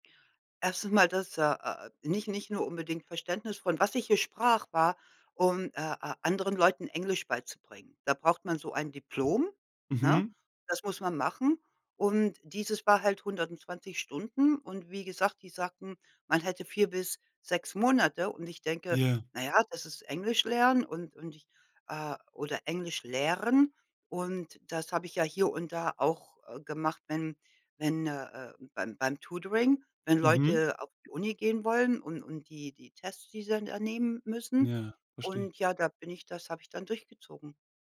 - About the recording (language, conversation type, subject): German, podcast, Wie integrierst du Lernen in einen vollen Tagesablauf?
- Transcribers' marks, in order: stressed: "lehren"; in English: "Tutoring"